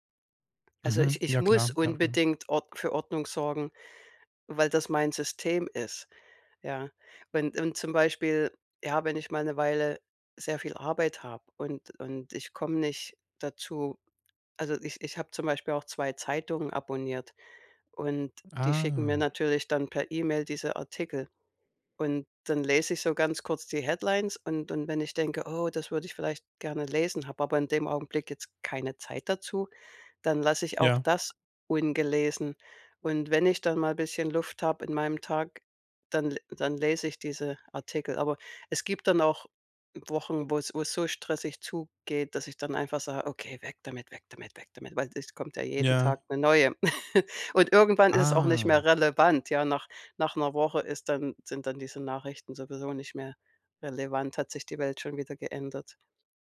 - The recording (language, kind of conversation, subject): German, podcast, Wie hältst du dein E-Mail-Postfach dauerhaft aufgeräumt?
- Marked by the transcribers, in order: drawn out: "Ah"; in English: "Headlines"; put-on voice: "Okay, weg damit, weg damit, weg damit"; chuckle; drawn out: "Ah"; other background noise